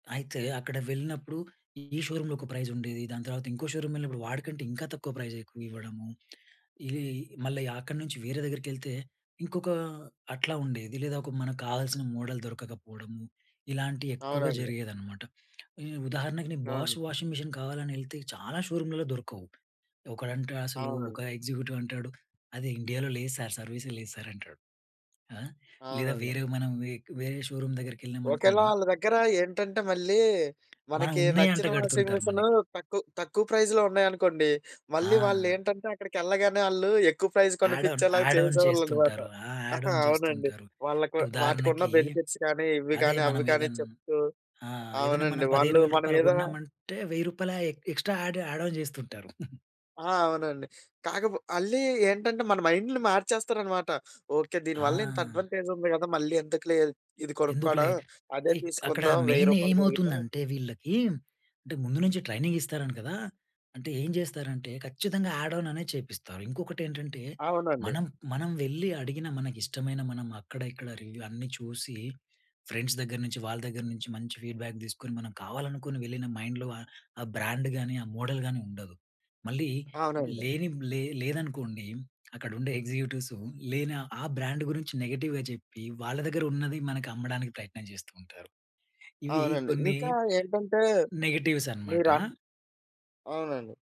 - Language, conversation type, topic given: Telugu, podcast, ఆన్‌లైన్ షాపింగ్‌లో మీరు ఎలాంటి జాగ్రత్తలు తీసుకుంటారు?
- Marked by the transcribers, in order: other background noise; in English: "షోరూమ్‌లో"; in English: "షోరూమ్"; other noise; "ఇది" said as "ఇలి"; in English: "మోడల్"; in English: "బాష్ వాషింగ్ మిషన్"; in English: "ఎగ్జిక్యూటివ్"; tapping; in English: "షోరూమ్"; in English: "వాషింగ్"; in English: "ప్రైజ్‌లో"; in English: "యాడ్ ఆన్ యాడ్ ఆన్"; in English: "ప్రైజ్"; in English: "యాడ్ ఆన్"; giggle; in English: "బెనిఫిట్స్"; in English: "ఎక్ ఎక్స్‌ట్రా యాడ్ యాడ్ ఆన్"; giggle; in English: "అడ్వాంటేజ్"; in English: "ట్రైనింగ్"; in English: "యాడ్ ఆన్"; in English: "రివ్యూ"; in English: "ఫ్రెండ్స్"; in English: "ఫీడ్‌బ్యాక్"; in English: "మైండ్‌లో"; in English: "బ్రాండ్"; in English: "మోడల్"; in English: "బ్రాండ్"; in English: "నెగెటివ్‌గా"; in English: "నెగటివ్స్"